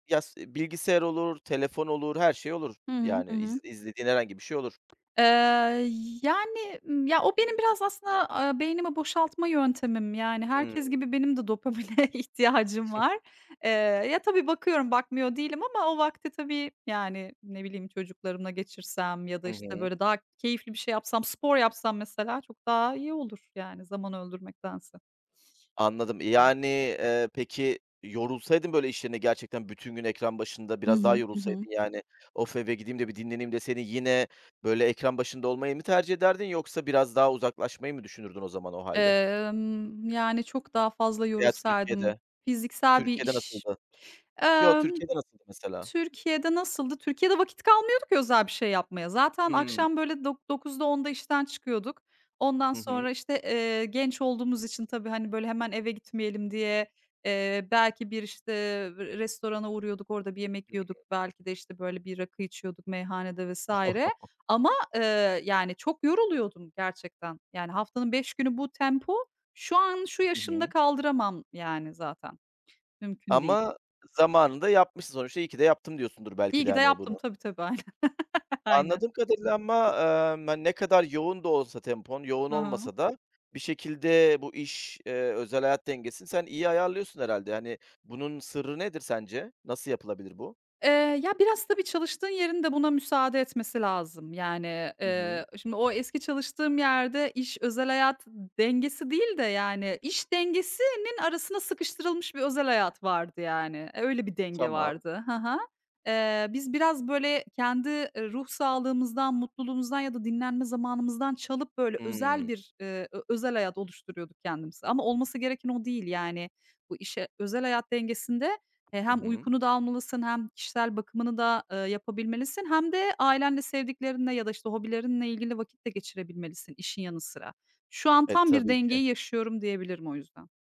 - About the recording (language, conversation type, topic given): Turkish, podcast, İş-özel hayat dengesini nasıl koruyorsun?
- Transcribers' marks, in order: other background noise; laughing while speaking: "dopamine"; chuckle; other noise; chuckle; chuckle